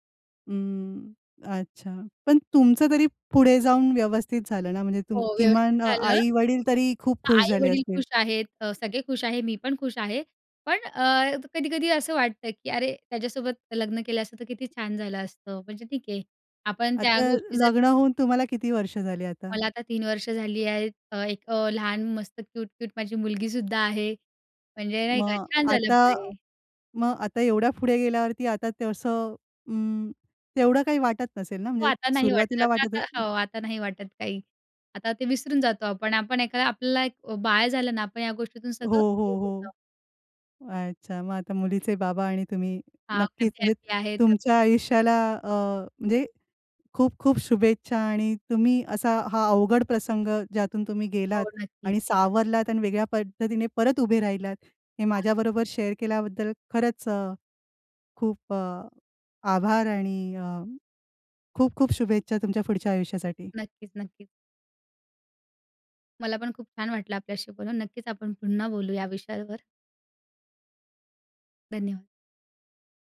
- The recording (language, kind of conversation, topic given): Marathi, podcast, लग्नाबद्दल कुटुंबाच्या अपेक्षा तुला कशा वाटतात?
- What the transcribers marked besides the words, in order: other noise; in English: "शेअर"